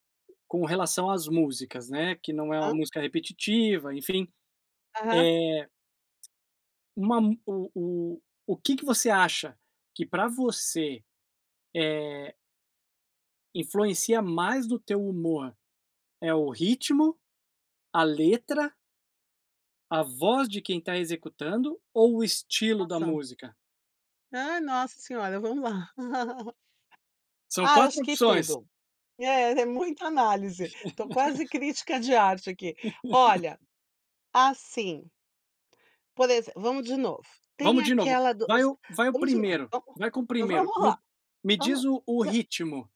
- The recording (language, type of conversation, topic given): Portuguese, podcast, Como a música influencia seu humor diário?
- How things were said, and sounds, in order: laugh; laugh; laugh